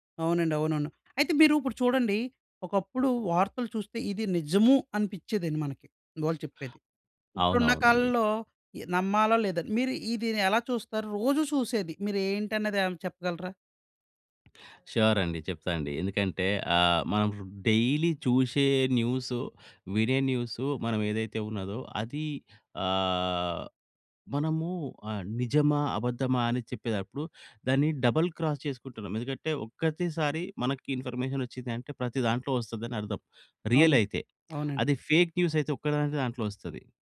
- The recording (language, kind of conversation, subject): Telugu, podcast, డిజిటల్ మీడియా మీ సృజనాత్మకతపై ఎలా ప్రభావం చూపుతుంది?
- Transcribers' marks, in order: other noise; in English: "ష్యూర్"; in English: "డైలీ"; in English: "న్యూస్"; in English: "న్యూస్"; in English: "డబుల్ క్రాస్"; in English: "ఇన్ఫర్మేషన్"; in English: "రియల్"; in English: "ఫేక్ న్యూస్"